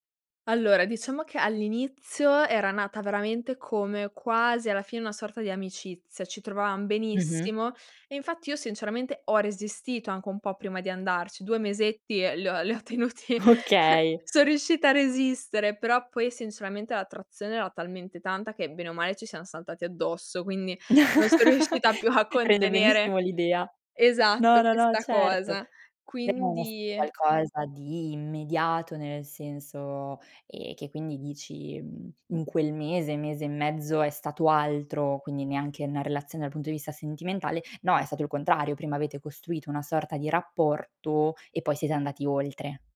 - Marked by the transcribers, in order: laughing while speaking: "Okay"; laughing while speaking: "li ho tenuti"; laugh
- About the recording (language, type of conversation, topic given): Italian, podcast, Cosa ti ha insegnato una relazione importante?